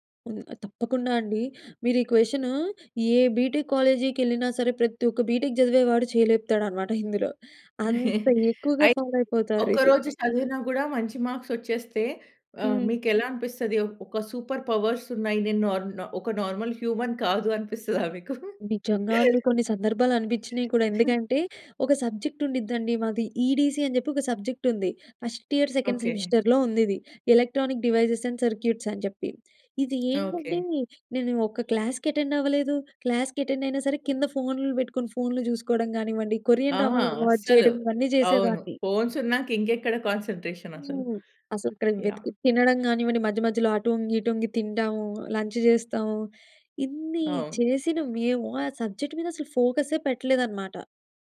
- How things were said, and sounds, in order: chuckle; in English: "ఫాలో"; in English: "మార్క్స్"; in English: "సూపర్ పవర్స్"; in English: "నార్మల్ హ్యూమన్"; giggle; in English: "సబ్జెక్ట్"; in English: "ఈడీసీ"; in English: "సబ్జెక్ట్"; in English: "ఫస్ట్ ఇయర్ సెకండ్ సెమిస్టర్‌లో"; in English: "ఎలక్ట్రానిక్ డివైసెస్ అండ్ సర్క్యూట్స్"; in English: "ఫోన్స్"; in English: "కాన్సంట్రేషన్"; unintelligible speech; in English: "లంచ్"; in English: "సబ్జెక్ట్"
- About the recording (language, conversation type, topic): Telugu, podcast, మీరు ఒక గురువు నుండి మంచి సలహాను ఎలా కోరుకుంటారు?